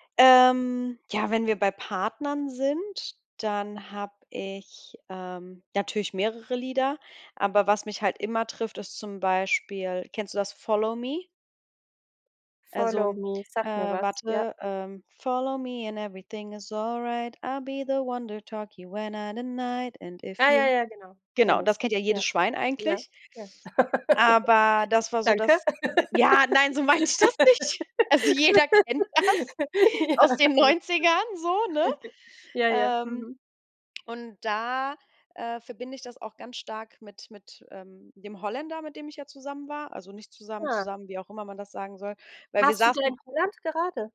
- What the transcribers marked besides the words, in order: singing: "Follow me and everything is … And if you"; joyful: "ja, nein"; laughing while speaking: "meinte ich das nicht"; chuckle; laugh; laughing while speaking: "kennt das"; laughing while speaking: "Ja, alles gut"; chuckle; other background noise
- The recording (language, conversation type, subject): German, unstructured, Gibt es ein Lied, das dich an eine bestimmte Zeit erinnert?